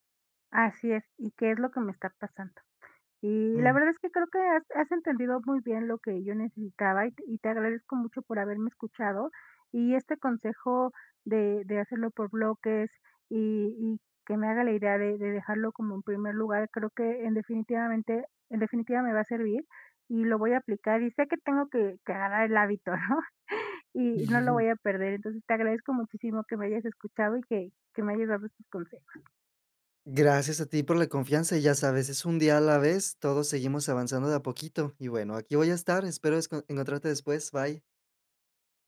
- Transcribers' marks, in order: laughing while speaking: "¿no?"; chuckle; other background noise
- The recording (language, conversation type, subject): Spanish, advice, ¿Cómo puedo mantener mis hábitos cuando surgen imprevistos diarios?